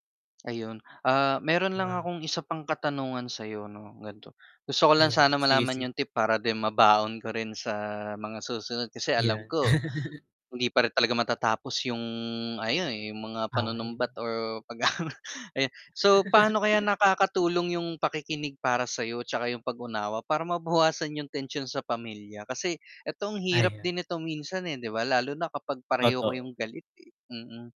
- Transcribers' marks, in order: tapping; mechanical hum; chuckle; unintelligible speech; laughing while speaking: "pag aano"; laugh
- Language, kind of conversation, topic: Filipino, unstructured, Paano mo hinaharap ang mga alitan sa pamilya?